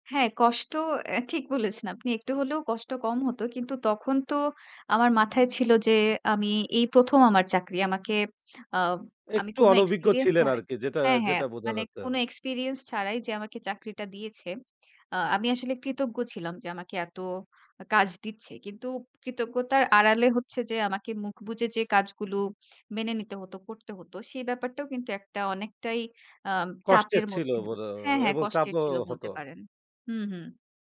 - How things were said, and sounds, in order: none
- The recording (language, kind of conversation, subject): Bengali, podcast, তোমার জীবনের সবচেয়ে বড় পরিবর্তন কীভাবে ঘটল?